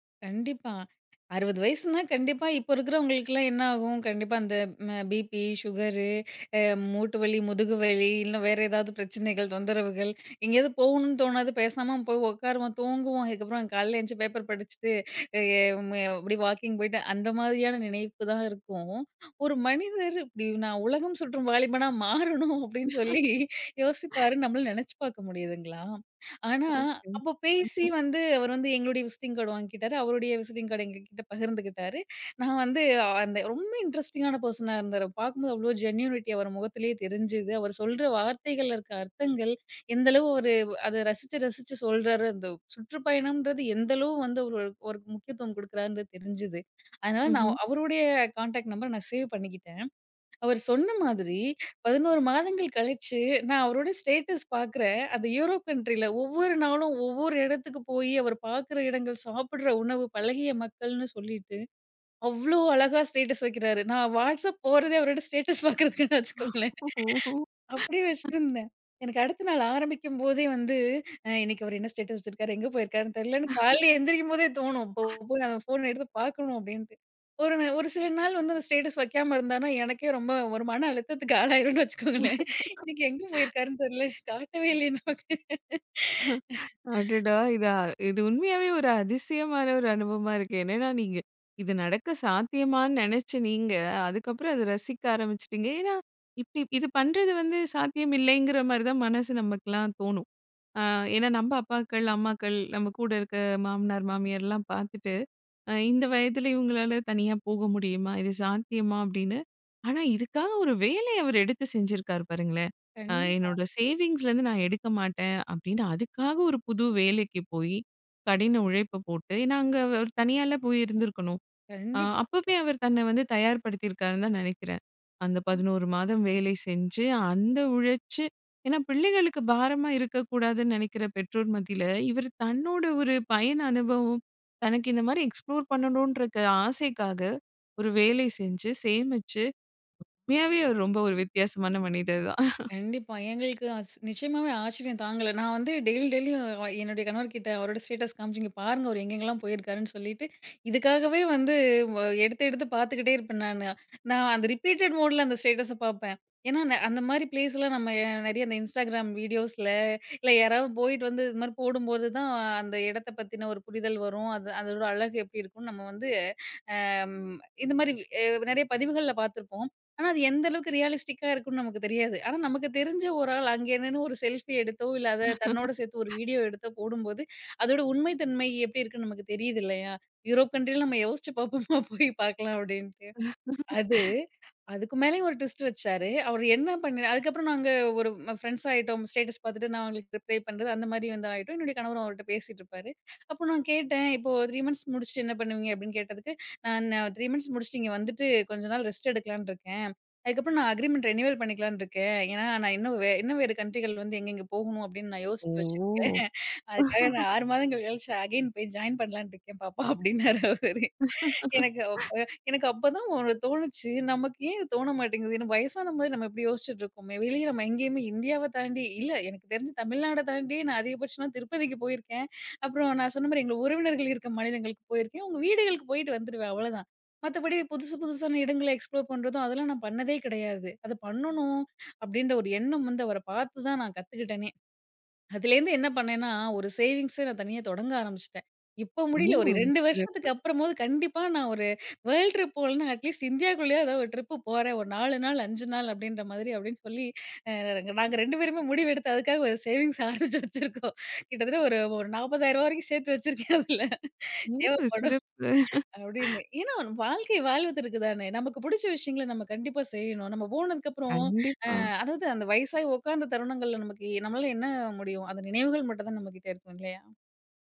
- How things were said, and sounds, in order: laughing while speaking: "ஒரு மனிதர் இப்படி, நான் உலகம் சுற்றும் வாலிபனா மாறணும்"; laugh; in English: "விசிட்டிங் கார்டு"; other noise; unintelligible speech; in English: "விசிட்டிங் கார்ட"; in English: "இன்ட்ரஸ்டிங்கான பர்சனா"; in English: "ஜென்யூனிட்டி"; in English: "கான்டாக்ட் நம்பர்"; in English: "ஸ்டேட்டஸ்"; in English: "யூரோப் கண்ட்ரில்ல"; laughing while speaking: "நான் Whatsapp போறதே, அவரோட ஸ்டேட்டஸ் … காட்டவே இல்லையே நமக்கு"; anticipating: "எனக்கு அடுத்த நாள் ஆரம்பிக்கும்போதே வந்து … எடுத்து பார்க்கணும் அப்படின்ட்டு"; laugh; in English: "ஸ்டேட்டஸ்"; chuckle; laugh; chuckle; laugh; in English: "சேவிங்ஸ்லிருந்து"; in English: "எக்ஸ்ப்ளோர்"; laughing while speaking: "உண்மையாவே அவர் ரொம்ப ஒரு வித்தியாசமான மனிதர் தான்"; in English: "ரிப்பீட்டட்"; in English: "ப்ளேஸ்லாம்"; in English: "ரியலிஸ்டிக்கா"; in English: "செல்ஃபி"; laugh; laughing while speaking: "யூரோப் கண்ட்ரில நம்ம யோசிச்சு பார்ப்போமா? போய் பார்க்கலாம் அப்படின்ட்டு"; in English: "யூரோப் கண்ட்ரில"; in English: "ட்விஸ்ட்"; laugh; in English: "ரிப்ளே"; in English: "த்ரீ மந்த்ஸ்"; in English: "த்ரீ மந்த்ஸ்"; in English: "ரெஸ்ட்"; in English: "அக்ரீமெண்ட் ரினுயூவல்"; in English: "கண்ட்ரிகள்"; drawn out: "ஓ!"; laugh; laughing while speaking: "அதுக்காக நான் ஆறு மாதங்கள் கழிச்சு அகைன் போய் ஜாயின் பண்ணலாம்னு இருக்கேன் பாப்பா"; in English: "அகைன்"; laugh; in English: "எக்ஸ்ப்ளோர்"; in English: "வேர்ல்ட் ட்ரிப்"; in English: "அட்லீஸ்ட்"; laughing while speaking: "ஒரு நாலு நாள், அஞ்சு நாள் … செய்யணும். நம்ம போனதுக்கப்புறம்"; in English: "சேவிங்ஸ்"; laughing while speaking: "ஓ! சிறப்பு"
- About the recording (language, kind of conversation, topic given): Tamil, podcast, பயணத்தில் நீங்கள் சந்தித்த ஒருவரிடமிருந்து என்ன கற்றுக் கொண்டீர்கள்?